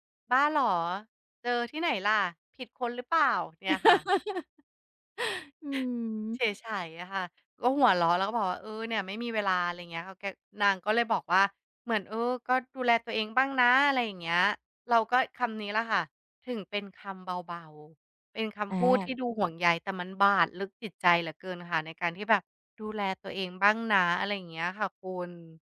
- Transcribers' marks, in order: chuckle; tapping
- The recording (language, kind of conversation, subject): Thai, podcast, คุณคิดว่าการแต่งกายส่งผลต่อความมั่นใจอย่างไรบ้าง?